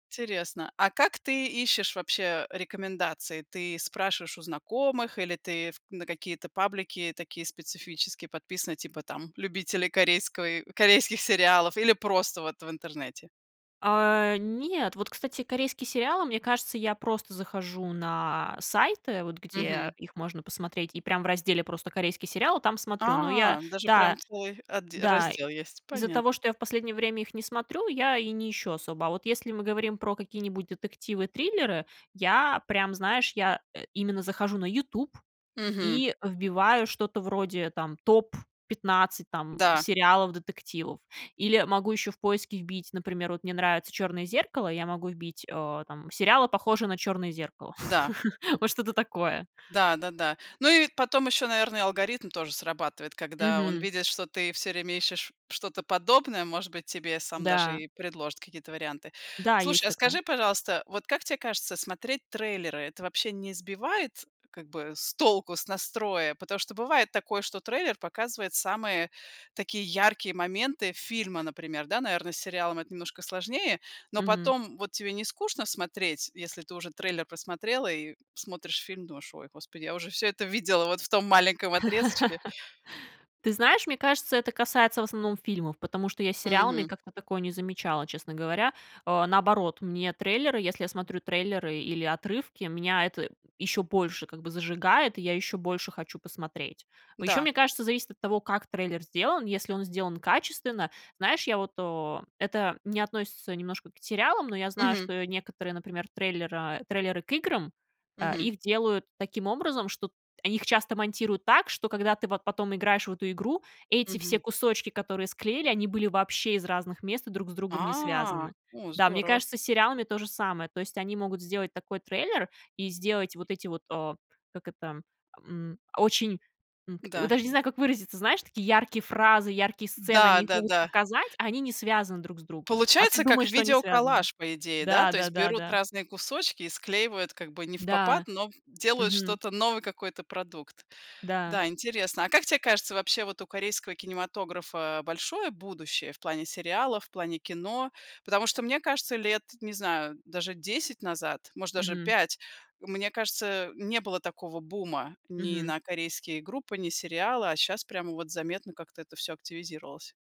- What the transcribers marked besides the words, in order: tapping; other background noise; chuckle; laugh
- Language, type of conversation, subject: Russian, podcast, Почему, по-твоему, сериалы так затягивают?